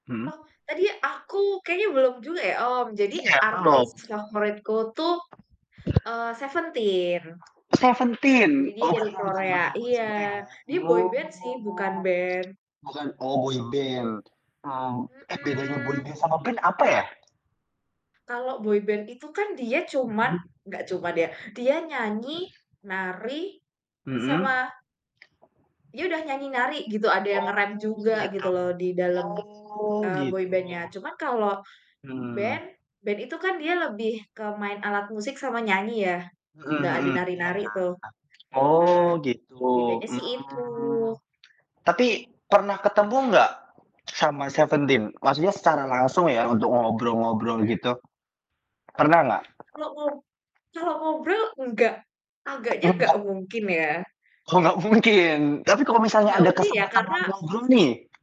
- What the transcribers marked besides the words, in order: other background noise; distorted speech; in English: "boyband"; drawn out: "Oh"; in English: "boyband"; in English: "boyband"; in English: "boyband"; throat clearing; tapping; drawn out: "Oh"; in English: "boyband-nya"; drawn out: "Mmm"; laughing while speaking: "nggak mungkin?"
- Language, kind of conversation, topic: Indonesian, unstructured, Apa kenangan terbaikmu saat menonton konser secara langsung?
- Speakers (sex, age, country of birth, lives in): female, 25-29, Indonesia, Indonesia; male, 20-24, Indonesia, Indonesia